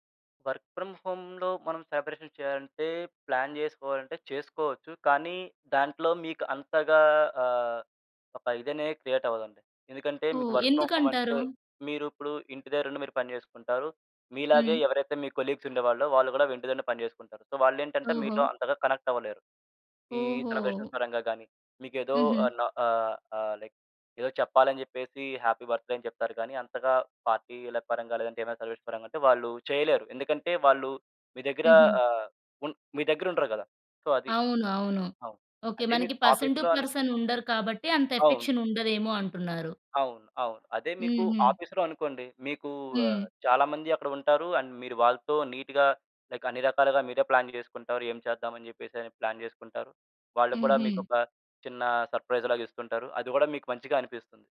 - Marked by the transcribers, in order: in English: "వర్క్ ఫ్రామ్ హోమ్‌లో"; in English: "సెలబ్రేషన్"; in English: "ప్లాన్"; in English: "వర్క్ ఫ్రామ్ హోమ్"; in English: "కొలీగ్స్"; in English: "సో"; in English: "సెలబ్రేషన్స్"; in English: "లైక్"; in English: "హ్యాపీ బర్త్‌డే"; in English: "సెలబ్రేషన్"; in English: "సో"; in English: "పర్సన్ టు పర్సన్"; in English: "ఆఫీస్‌లో"; in English: "ఎఫెక్షన్"; in English: "ఆఫీస్‌లో"; in English: "అండ్"; in English: "నీట్‌గా లైక్"; in English: "ప్లాన్"; in English: "ప్లాన్"; in English: "సర్ప్రైజ్‌లాగిస్తుంటారు"
- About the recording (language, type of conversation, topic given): Telugu, podcast, ఆఫీసులో సెలవులు, వేడుకలు నిర్వహించడం ఎంత ముఖ్యమని మీరు భావిస్తారు?